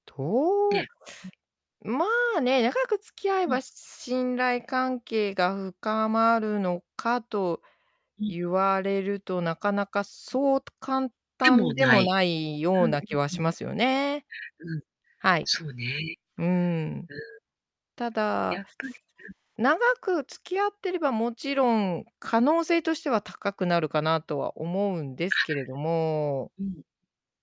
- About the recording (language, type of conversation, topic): Japanese, unstructured, 友達と信頼関係を築くには、どうすればいいですか？
- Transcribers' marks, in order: distorted speech; other noise